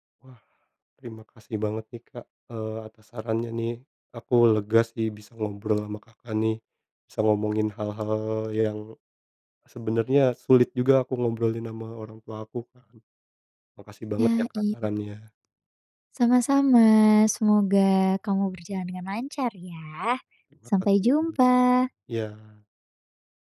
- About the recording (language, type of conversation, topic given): Indonesian, advice, Apakah Anda diharapkan segera punya anak setelah menikah?
- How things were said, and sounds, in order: none